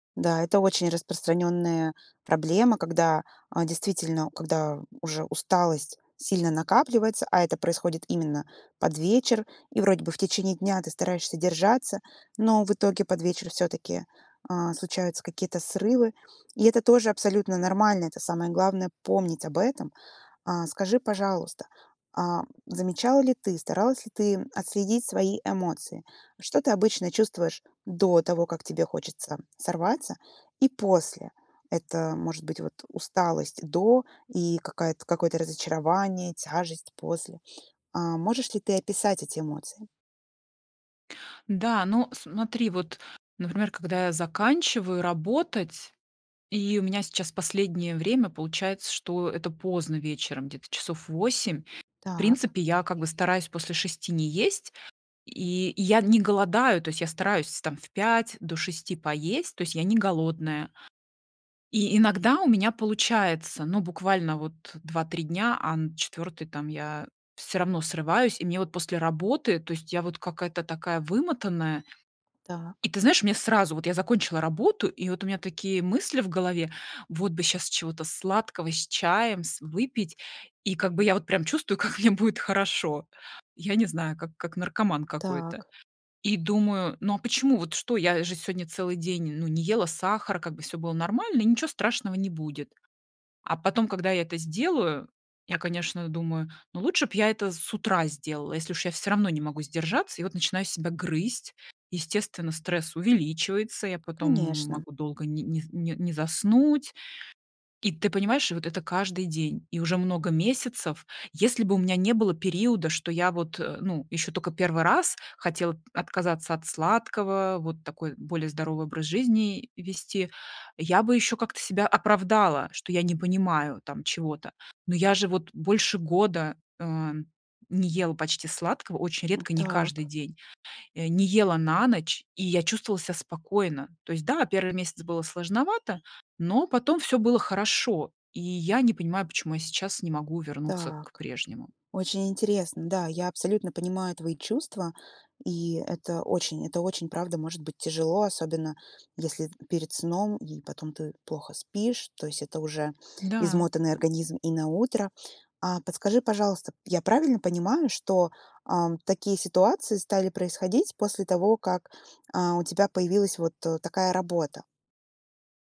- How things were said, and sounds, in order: other background noise; tapping
- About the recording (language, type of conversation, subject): Russian, advice, Почему я срываюсь на нездоровую еду после стрессового дня?